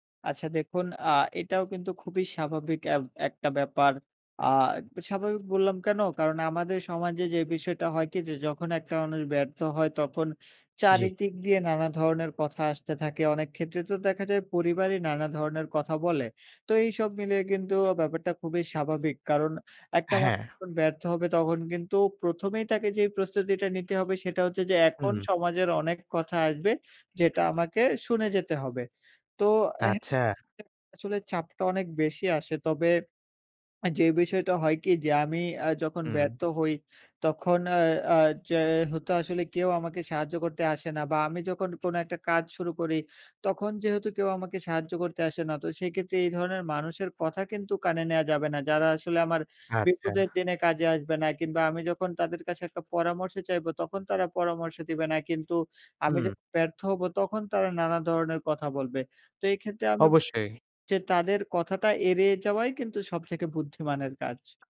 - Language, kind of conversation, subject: Bengali, podcast, তুমি কীভাবে ব্যর্থতা থেকে ফিরে আসো?
- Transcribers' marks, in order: none